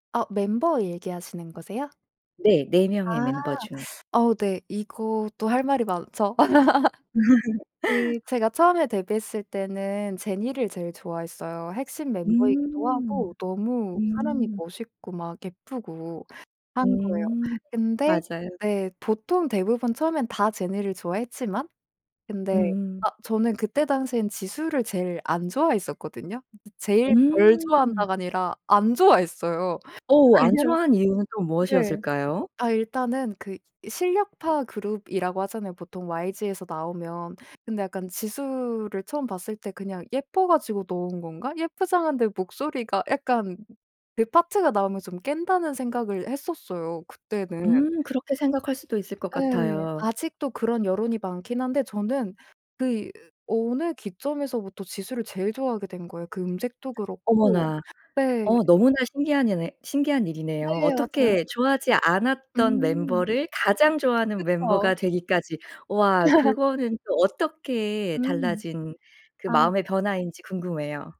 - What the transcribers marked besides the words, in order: tapping; other background noise; laugh; laughing while speaking: "왜냐"; laugh
- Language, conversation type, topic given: Korean, podcast, 좋아하는 가수나 밴드에 대해 이야기해 주실 수 있나요?
- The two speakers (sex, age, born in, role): female, 25-29, South Korea, guest; female, 45-49, South Korea, host